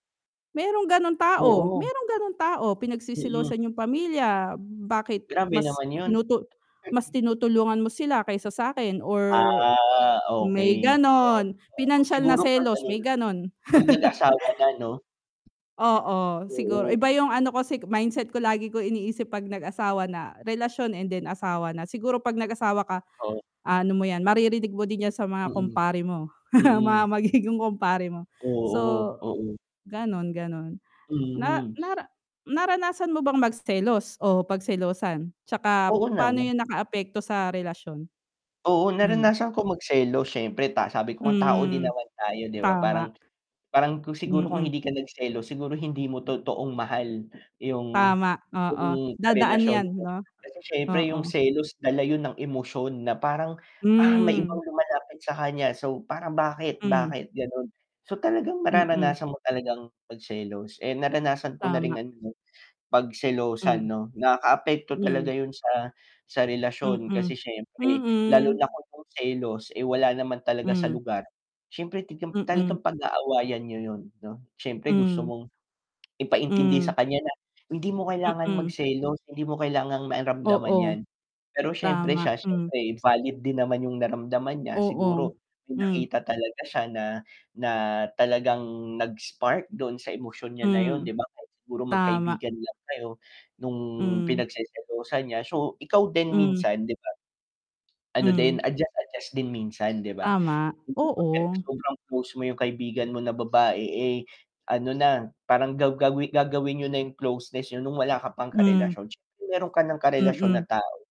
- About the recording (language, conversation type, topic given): Filipino, unstructured, Ano ang palagay mo tungkol sa pagiging seloso sa isang relasyon?
- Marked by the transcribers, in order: other background noise; wind; distorted speech; laugh; chuckle; static; tapping; lip smack